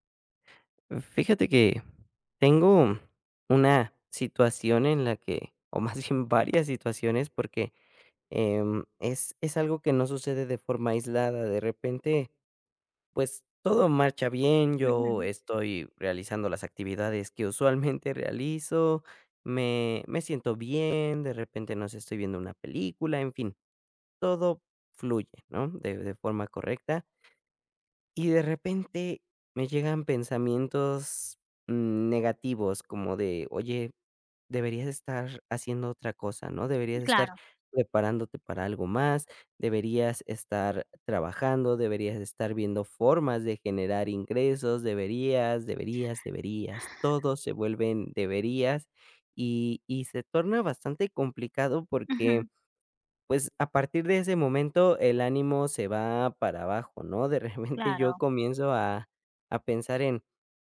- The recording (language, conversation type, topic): Spanish, advice, ¿Cómo puedo manejar pensamientos negativos recurrentes y una autocrítica intensa?
- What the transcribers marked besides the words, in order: laughing while speaking: "o más bien"; laughing while speaking: "usualmente"; chuckle; laughing while speaking: "de repente"